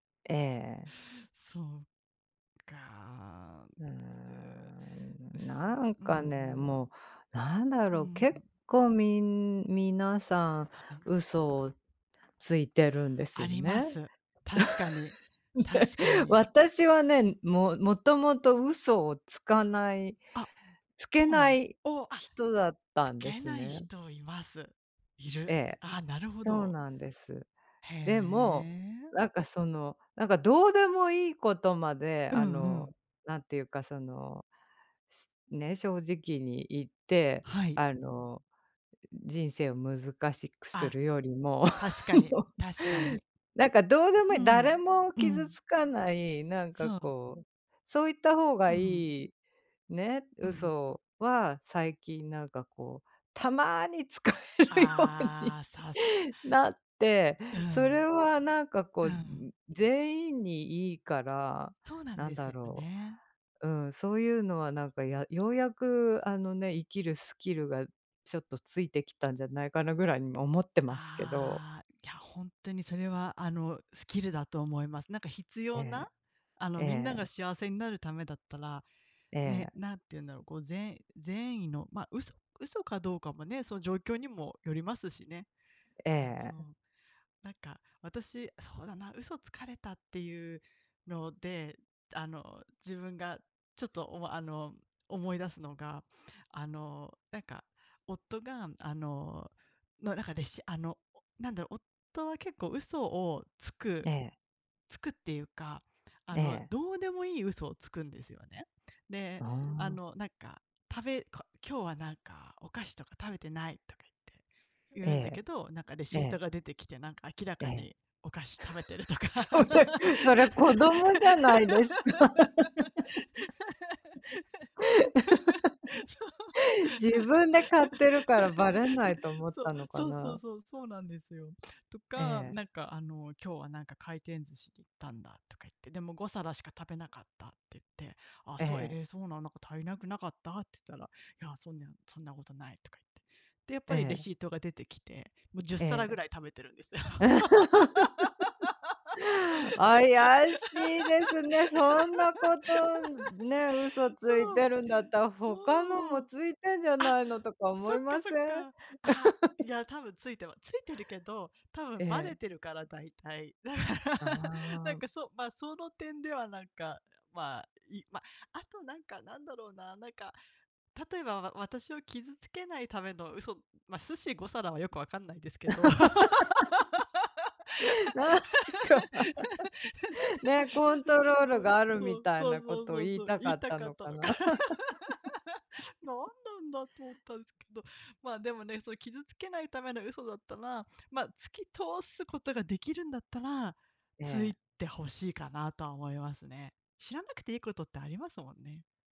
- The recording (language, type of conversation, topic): Japanese, unstructured, 嘘をつかずに生きるのは難しいと思いますか？
- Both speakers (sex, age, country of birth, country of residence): female, 40-44, Japan, Japan; female, 45-49, Japan, United States
- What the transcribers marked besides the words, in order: groan; tapping; laugh; other background noise; laugh; laughing while speaking: "もう"; laughing while speaking: "使えるように"; unintelligible speech; laugh; laughing while speaking: "それ"; laugh; laughing while speaking: "そう"; laugh; laugh; laugh; laugh; laugh; laugh; laughing while speaking: "なんか"; laugh; laugh; laugh